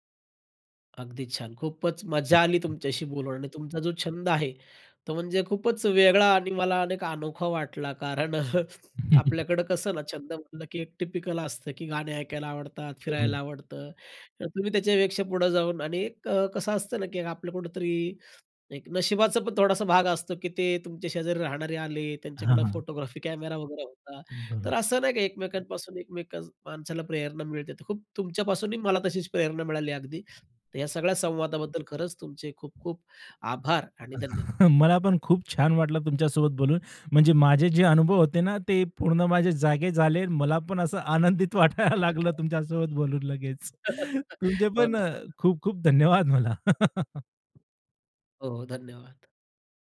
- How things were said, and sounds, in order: other background noise; laughing while speaking: "अ"; chuckle; tapping; chuckle; laughing while speaking: "आनंदित वाटायला लागलं तुमच्यासोबत बोलून लगेच"; unintelligible speech; laugh; laugh
- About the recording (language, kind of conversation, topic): Marathi, podcast, मोकळ्या वेळेत तुम्हाला सहजपणे काय करायला किंवा बनवायला आवडतं?